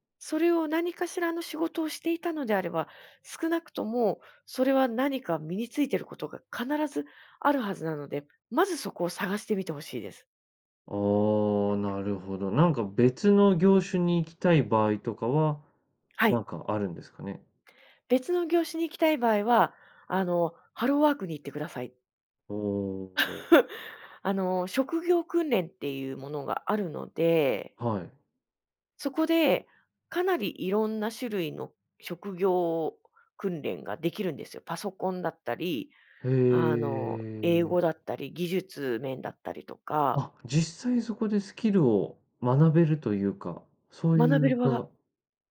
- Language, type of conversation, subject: Japanese, podcast, スキルを他の業界でどのように活かせますか？
- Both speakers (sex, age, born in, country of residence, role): female, 35-39, Japan, Japan, guest; male, 30-34, Japan, Japan, host
- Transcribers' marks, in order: other background noise; chuckle; drawn out: "へえ"